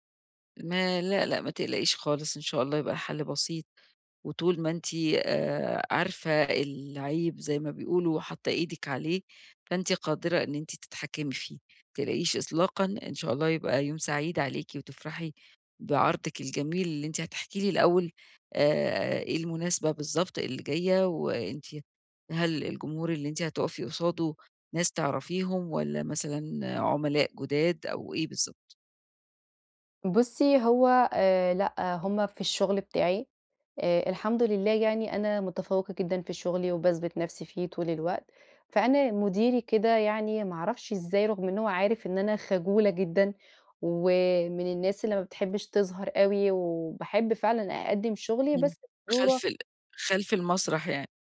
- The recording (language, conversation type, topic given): Arabic, advice, إزاي أقلّل توتّري قبل ما أتكلم قدّام ناس؟
- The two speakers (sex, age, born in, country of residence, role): female, 30-34, Egypt, Portugal, user; female, 55-59, Egypt, Egypt, advisor
- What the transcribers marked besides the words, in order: tapping